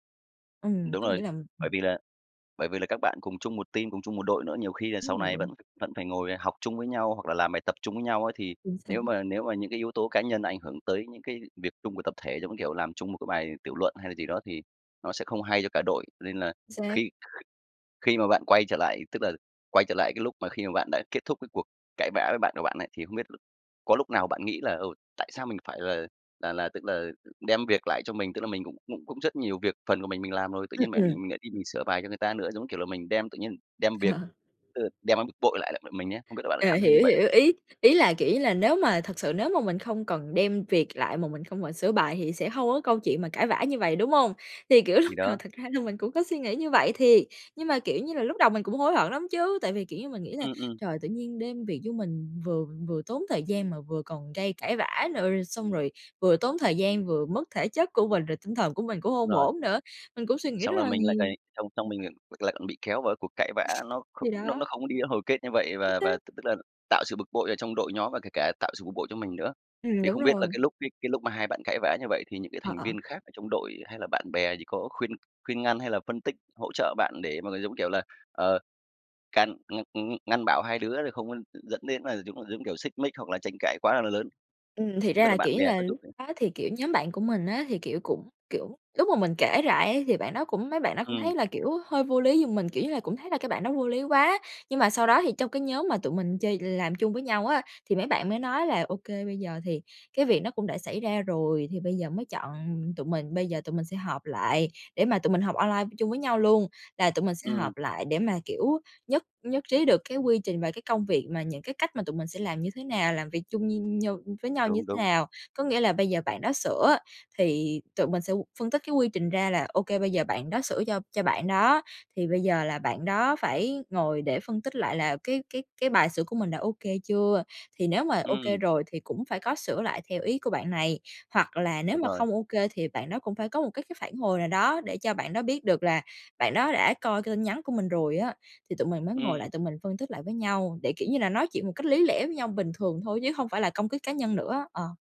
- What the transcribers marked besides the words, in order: in English: "team"; tapping; laughing while speaking: "Ờ"; laughing while speaking: "lúc"; laugh
- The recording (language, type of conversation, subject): Vietnamese, podcast, Làm sao bạn giữ bình tĩnh khi cãi nhau?